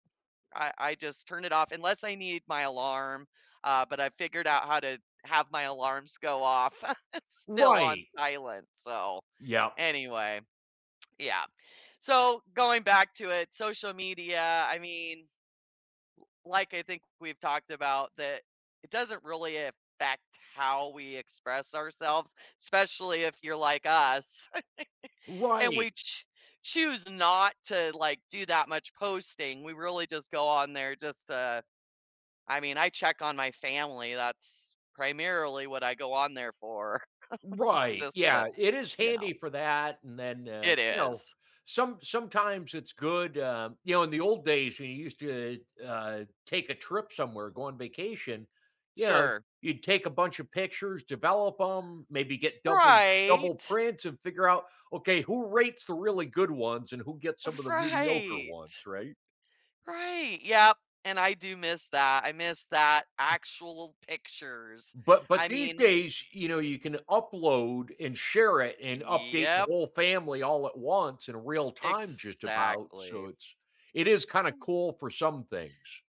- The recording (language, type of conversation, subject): English, unstructured, How does social media affect how we express ourselves?
- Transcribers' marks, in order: other background noise; chuckle; chuckle; chuckle; drawn out: "Yep"